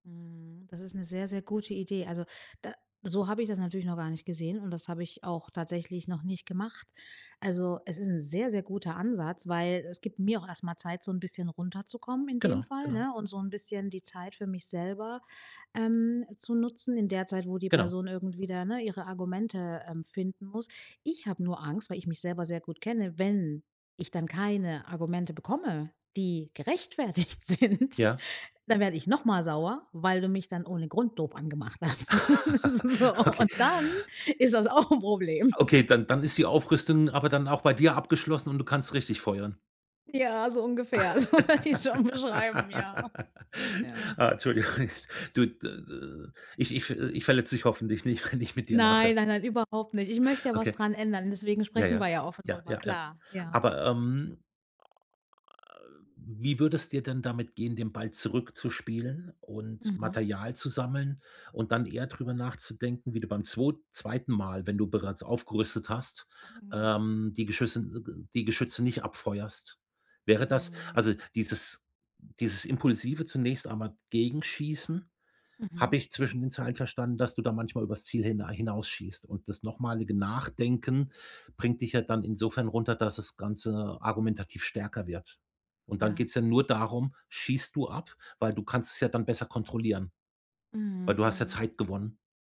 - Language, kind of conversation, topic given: German, advice, Wie kann ich offener für Kritik werden, ohne defensiv oder verletzt zu reagieren?
- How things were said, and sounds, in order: stressed: "wenn"; laughing while speaking: "gerechtfertigt sind"; laugh; laughing while speaking: "Okay"; laughing while speaking: "angemacht hast. So, und dann ist das auch 'n Problem"; laugh; laughing while speaking: "Ah, Entschuldigung"; laughing while speaking: "so werd ich's schon beschreiben, ja. Ja"; other background noise; stressed: "Nachdenken"